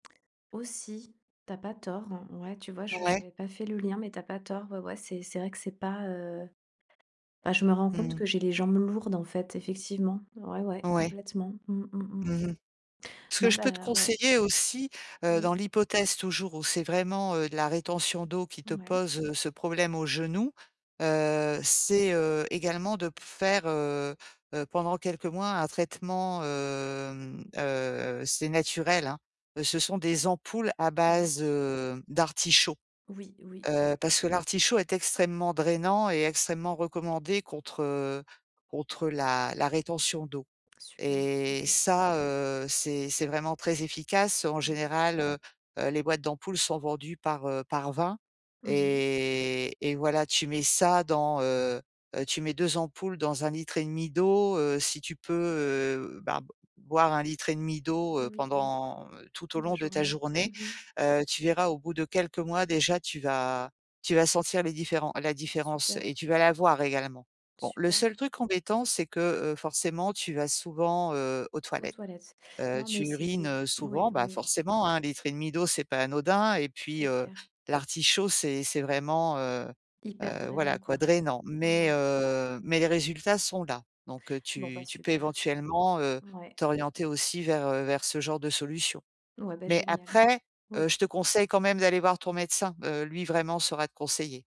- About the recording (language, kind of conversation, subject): French, advice, Comment puis-je m’adapter aux changements de mon corps et préserver ma santé ?
- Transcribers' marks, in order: tapping